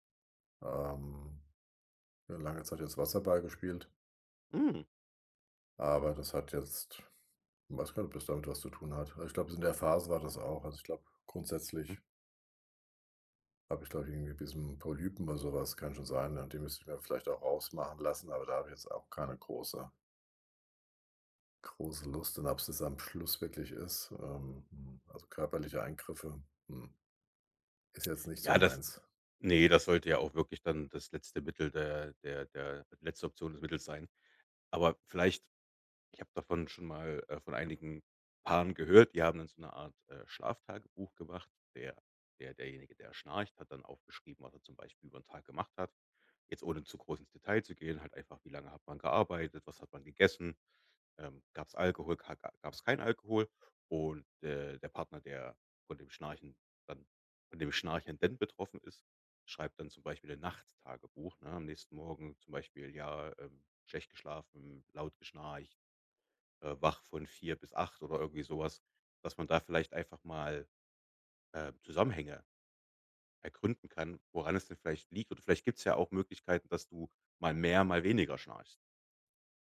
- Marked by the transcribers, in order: surprised: "Mhm"
- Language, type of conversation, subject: German, advice, Wie beeinträchtigt Schnarchen von dir oder deinem Partner deinen Schlaf?